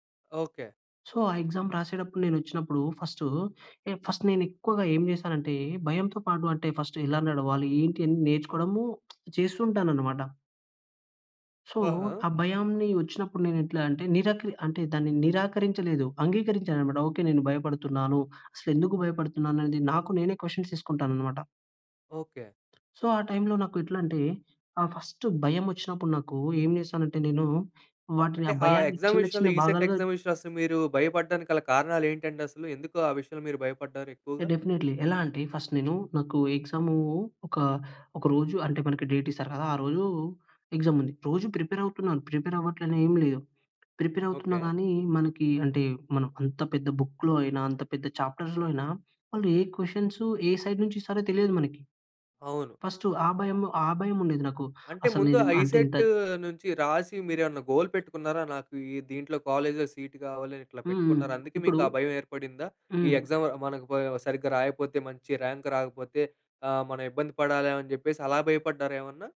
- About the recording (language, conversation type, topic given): Telugu, podcast, భయాన్ని అధిగమించి ముందుకు ఎలా వెళ్లావు?
- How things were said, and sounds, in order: in English: "సో"; in English: "ఎగ్జామ్స్"; in English: "ఫస్ట్"; in English: "ఫస్ట్"; lip smack; in English: "సో"; in English: "క్వెషన్స్"; in English: "సో"; in English: "ఫస్ట్"; in English: "ఎగ్జామ్"; in English: "ఈసెట్ ఎగ్జామ్"; in English: "డెఫినెట్లీ"; in English: "ఫస్ట్"; in English: "ఎగ్జామ్"; in English: "డేట్"; in English: "ఎగ్జామ్"; in English: "ప్రిపేర్"; in English: "ప్రిపేర్"; in English: "ప్రిపేర్"; in English: "బుక్‌లో"; in English: "చాప్టర్స్‌లో"; in English: "క్వెషన్స్"; in English: "సైడ్"; in English: "ఈసెట్"; in English: "గోల్"; in English: "కాలేజ్‌లో సీట్"; in English: "ఎగ్జామ్"; other background noise; in English: "ర్యాంక్"